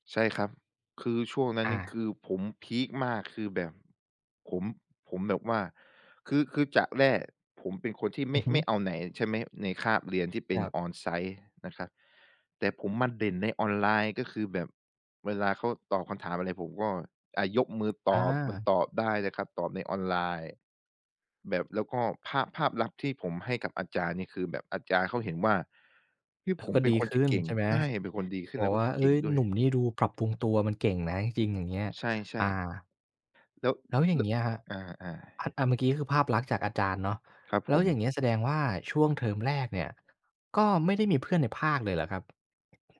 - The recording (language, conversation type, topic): Thai, podcast, คุณมีวิธีไหนที่ช่วยให้ลุกขึ้นได้อีกครั้งหลังจากล้มบ้าง?
- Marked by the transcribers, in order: tapping; other background noise